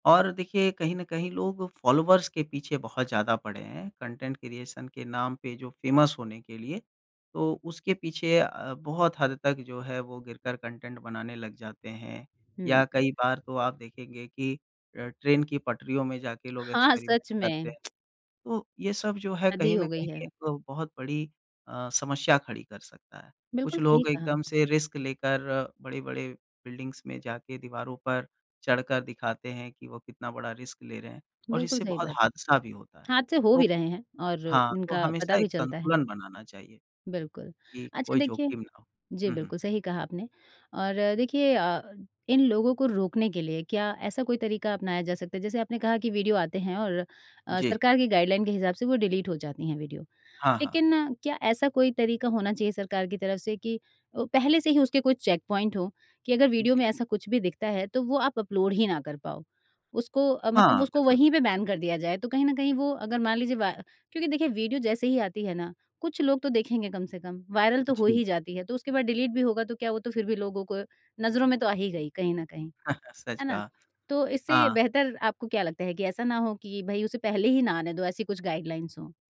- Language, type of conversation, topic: Hindi, podcast, कंटेंट बनाते समय आप आमतौर पर नए विचार कहाँ से लेते हैं?
- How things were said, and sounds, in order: in English: "कंटेंट क्रिएशन"; in English: "फेमस"; in English: "कंटेंट"; in English: "एक्सपेरिमेंट"; tsk; in English: "रिस्क"; in English: "बिल्डिंग्स"; in English: "रिस्क"; in English: "गाइडलाइन"; in English: "डिलीट"; in English: "चेकपॉइंट"; in English: "बैन"; in English: "डिलीट"; chuckle; in English: "गाइडलाइंस"